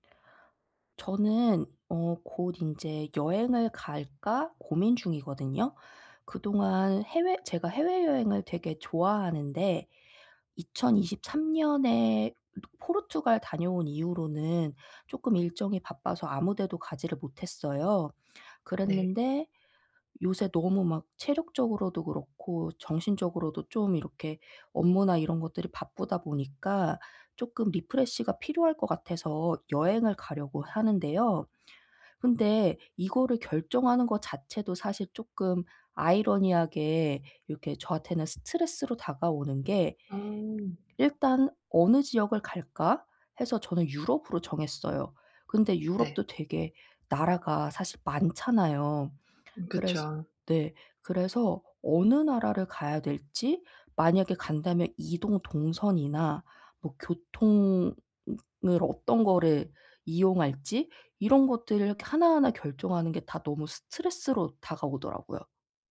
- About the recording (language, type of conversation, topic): Korean, advice, 중요한 결정을 내릴 때 결정 과정을 단순화해 스트레스를 줄이려면 어떻게 해야 하나요?
- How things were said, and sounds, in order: other background noise; tapping